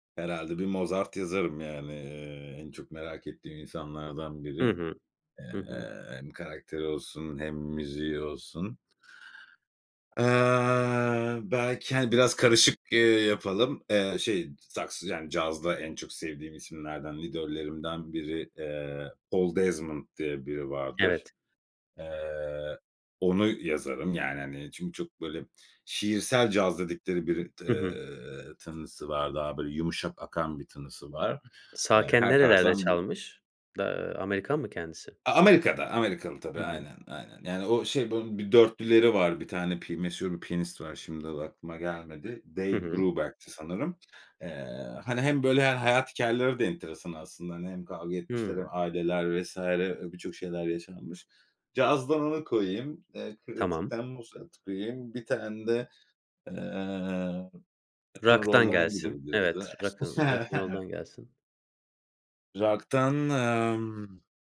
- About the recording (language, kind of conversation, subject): Turkish, podcast, Müzik zevkini en çok kim ya da ne etkiledi?
- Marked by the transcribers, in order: other background noise; unintelligible speech; chuckle